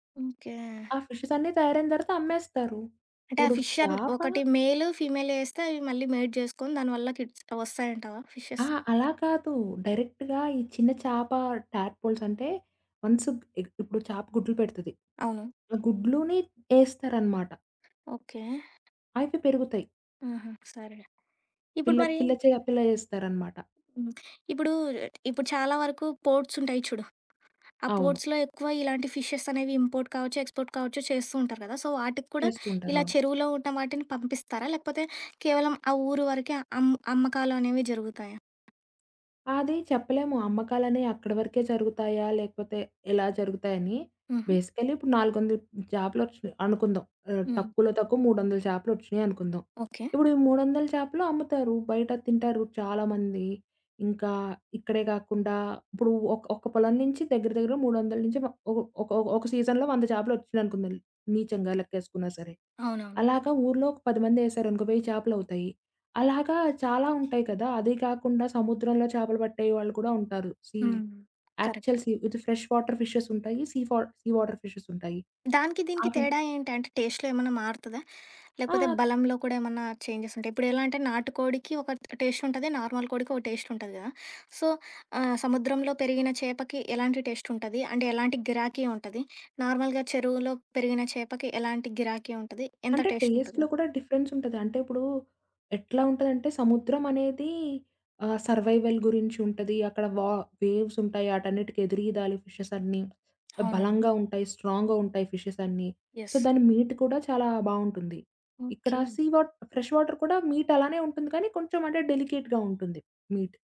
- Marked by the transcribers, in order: in English: "మేడ్"; in English: "ఫిషెస్?"; other background noise; in English: "డైరెక్ట్‌గా"; in English: "వన్స్"; tapping; in English: "పోర్ట్స్"; in English: "పోర్ట్స్‌లో"; in English: "ఫిషెస్"; in English: "ఇంపోర్ట్"; in English: "ఎక్స్‌పోర్ట్"; in English: "సో"; in English: "బేసికలీ"; in English: "సీజన్‌లో"; in English: "సీ, యాక్చువల్ సీ"; in English: "కరెక్ట్"; in English: "ఫ్రెష్ వాటర్ ఫిషెస్"; in English: "సీ ఫా సీ వాటర్ ఫిషెస్"; in English: "టేస్ట్‌లో"; in English: "చేంజెస్"; in English: "టేస్ట్"; in English: "నార్మల్"; in English: "టేస్ట్"; in English: "సో"; in English: "టేస్ట్"; in English: "నార్మల్‌గా"; in English: "టేస్ట్"; in English: "టేస్ట్‌లో"; in English: "డిఫరెన్స్"; in English: "సర్వైవల్"; in English: "వేవ్స్"; in English: "ఫిషెస్"; in English: "స్ట్రాంగ్‌గా"; in English: "ఫిషెస్"; in English: "సో"; in English: "యెస్"; in English: "మీట్"; in English: "సీ వాట్ ఫ్రెష్ వాటర్"; in English: "మీట్"; in English: "డెలికేట్‌గా"; in English: "మీట్"
- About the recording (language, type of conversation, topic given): Telugu, podcast, మత్స్య ఉత్పత్తులను సుస్థిరంగా ఎంపిక చేయడానికి ఏమైనా సూచనలు ఉన్నాయా?